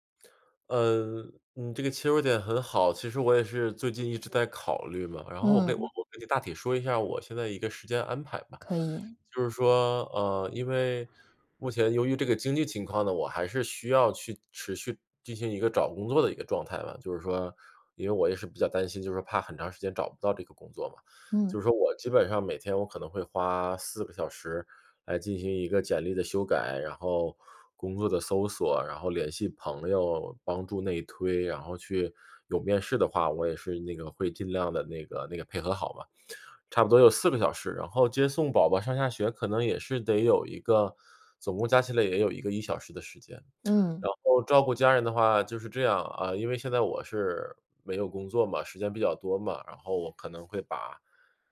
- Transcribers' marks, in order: none
- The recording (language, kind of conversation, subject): Chinese, advice, 我怎样才能把自我关怀变成每天的习惯？